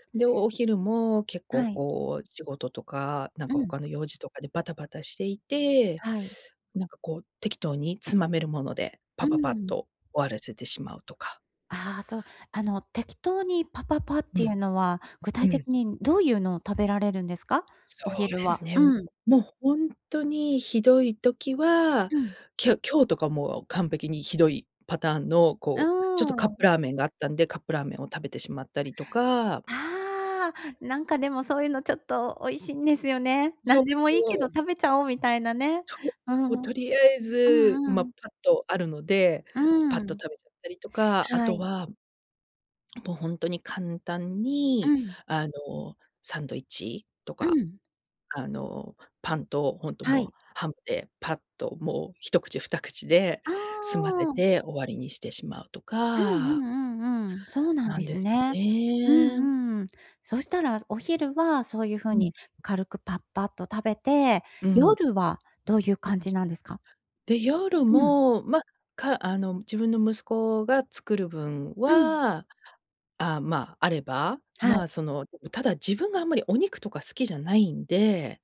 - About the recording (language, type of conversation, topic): Japanese, advice, 毎日の健康的な食事を習慣にするにはどうすればよいですか？
- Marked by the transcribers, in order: other noise